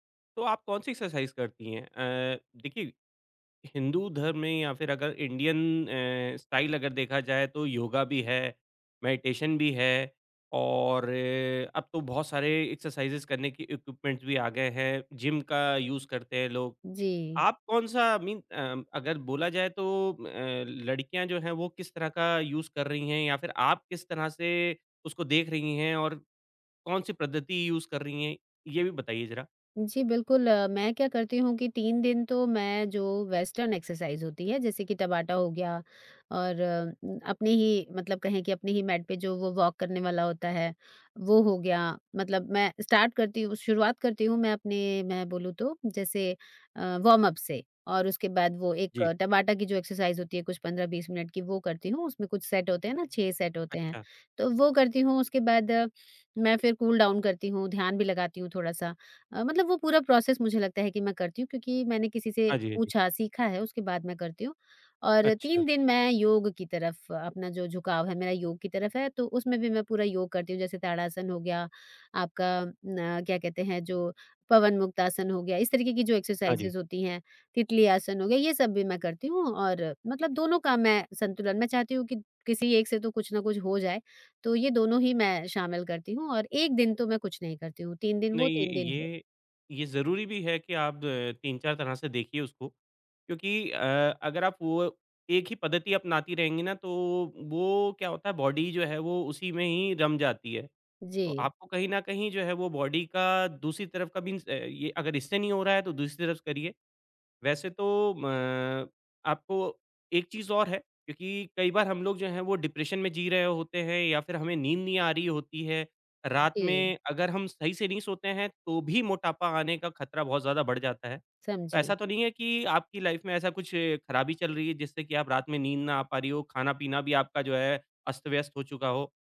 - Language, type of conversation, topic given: Hindi, advice, कसरत के बाद प्रगति न दिखने पर निराशा
- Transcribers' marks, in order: in English: "एक्सरसाइज़"; in English: "इंडियन"; in English: "स्टाइल"; in English: "मेडिटेशन"; in English: "एक्सरसाइज़ेस"; in English: "इक्विपमेंट्स"; in English: "यूज़"; in English: "मीन"; in English: "यूज़"; in English: "यूज़"; in English: "वेस्टर्न एक्सरसाइज़"; in English: "मैट"; in English: "वॉक"; in English: "स्टार्ट"; in English: "वार्म-अप"; in English: "एक्सरसाइज़"; in English: "सेट"; in English: "सेट"; in English: "कूल-डाउन"; in English: "प्रोसेस"; in English: "एक्सरसाइज़ेस"; in English: "बॉडी"; in English: "बॉडी"; in English: "मीन्स"; in English: "डिप्रेशन"; in English: "लाइफ"